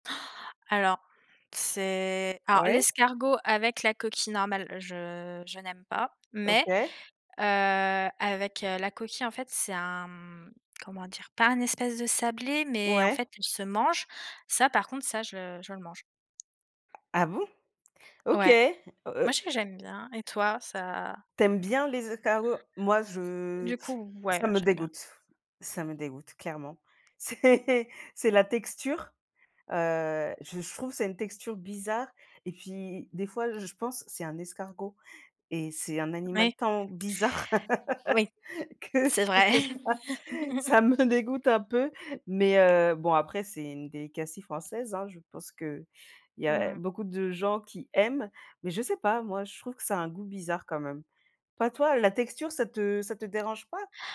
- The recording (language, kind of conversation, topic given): French, unstructured, Qu’est-ce qui te dégoûte le plus dans un plat ?
- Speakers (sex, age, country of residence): female, 20-24, France; female, 35-39, Spain
- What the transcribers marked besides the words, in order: tapping; laughing while speaking: "C'est"; other background noise; laugh; laughing while speaking: "que je sais pas, ça me dégoûte un peu"; chuckle; in English: "delicacy"